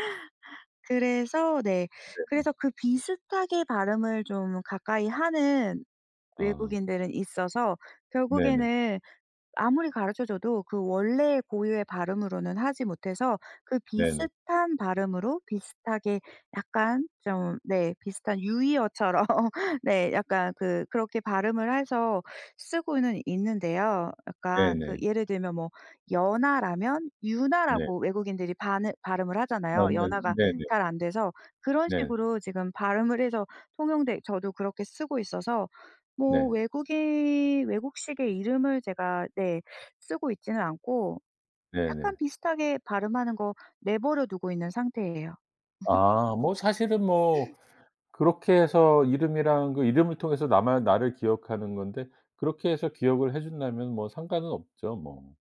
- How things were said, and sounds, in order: laughing while speaking: "유의어처럼"; tapping; laugh; other background noise
- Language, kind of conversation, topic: Korean, podcast, 네 이름에 담긴 이야기나 의미가 있나요?